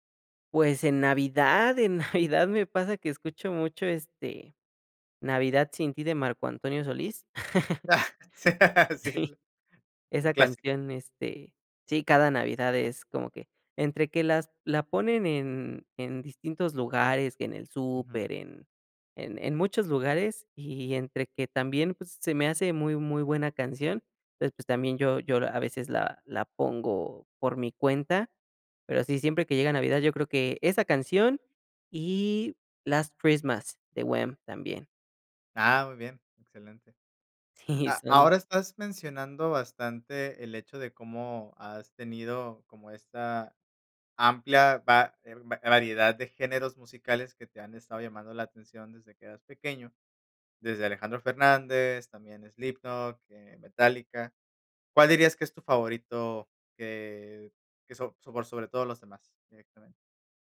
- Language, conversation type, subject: Spanish, podcast, ¿Qué canción te transporta a la infancia?
- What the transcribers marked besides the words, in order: chuckle; laugh; chuckle; tapping; chuckle